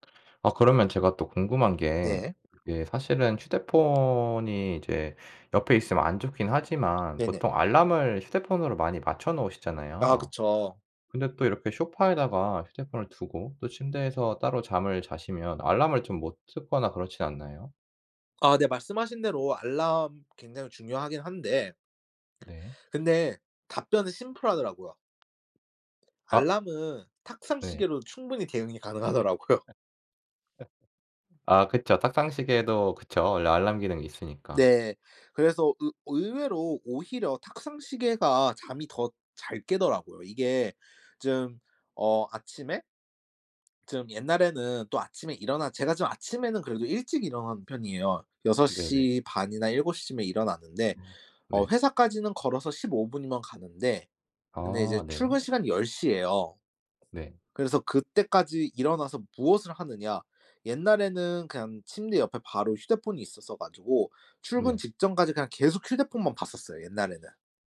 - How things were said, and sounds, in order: tapping; other background noise; laughing while speaking: "가능하더라고요"; laugh
- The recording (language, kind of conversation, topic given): Korean, podcast, 휴대폰 사용하는 습관을 줄이려면 어떻게 하면 좋을까요?